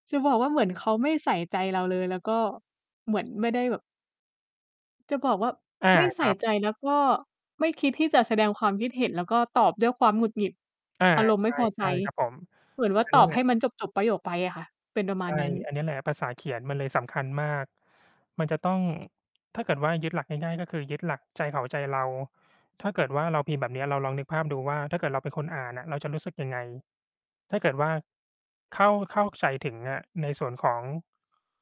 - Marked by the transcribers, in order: distorted speech; other noise
- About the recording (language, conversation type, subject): Thai, unstructured, คุณคิดว่าการใช้สื่อสังคมออนไลน์ส่งผลต่อความสัมพันธ์อย่างไร?